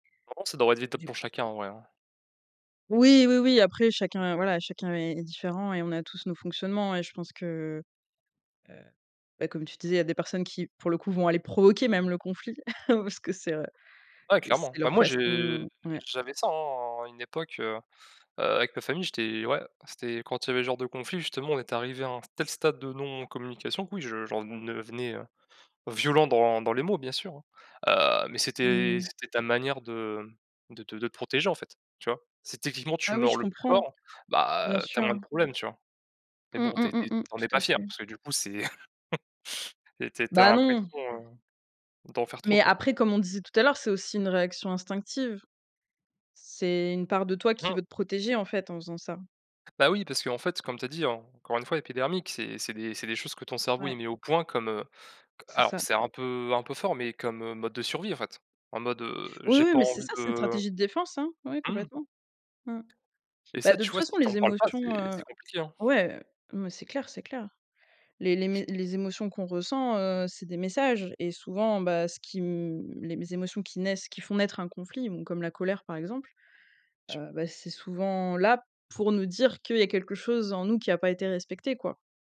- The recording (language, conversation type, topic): French, unstructured, Quelle importance l’écoute a-t-elle dans la résolution des conflits ?
- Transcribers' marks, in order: unintelligible speech; stressed: "provoquer"; chuckle; laughing while speaking: "parce que"; "devenais" said as "nevenais"; laughing while speaking: "c'est"; chuckle; other noise; tapping